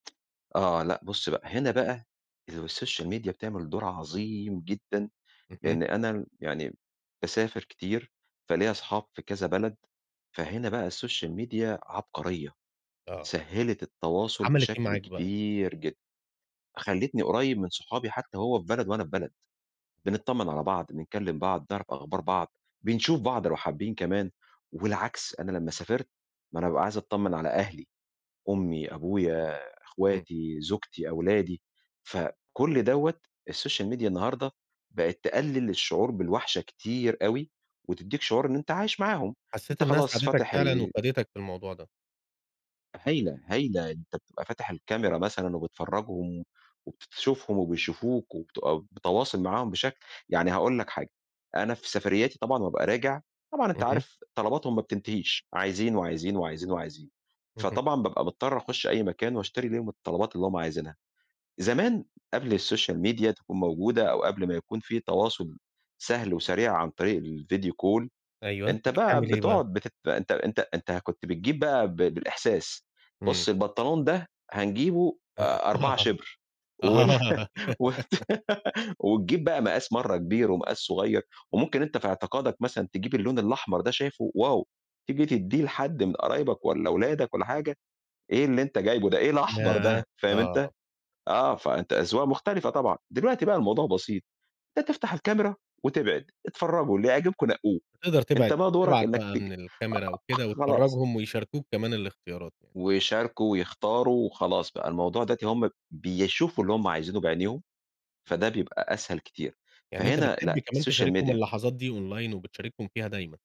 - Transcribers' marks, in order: tapping; in English: "السوشيال ميديا"; in English: "السوشيال ميديا"; in English: "السوشيال ميديا"; in English: "السوشيال ميديا"; in English: "الفيديو كول"; laughing while speaking: "آآ، آه. آه"; laugh; laughing while speaking: "وال وتجيب"; giggle; in English: "السوشيال ميديا"; in English: "online"
- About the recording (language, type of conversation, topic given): Arabic, podcast, إيه دور السوشيال ميديا في علاقاتك اليومية؟